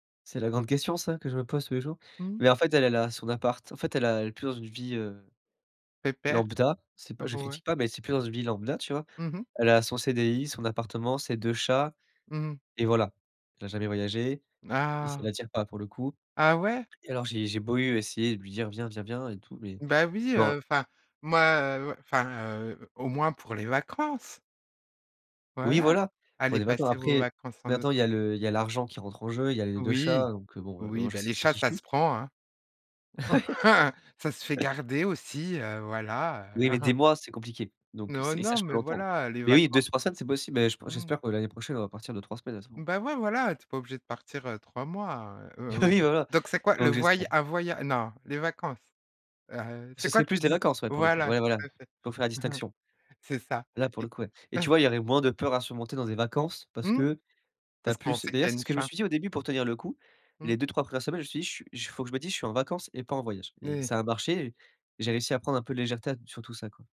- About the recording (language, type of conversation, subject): French, podcast, Quelle peur as-tu surmontée en voyage ?
- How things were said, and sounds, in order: other noise; chuckle; laughing while speaking: "Ouais"; chuckle; chuckle; unintelligible speech; chuckle; chuckle